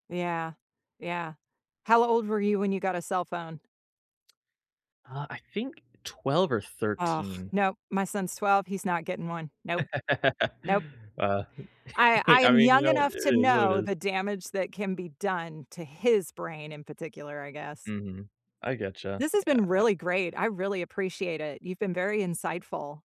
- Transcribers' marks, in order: tapping; chuckle; stressed: "his"
- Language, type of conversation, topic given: English, unstructured, What parts of online classes help you thrive, which ones frustrate you, and how do you cope?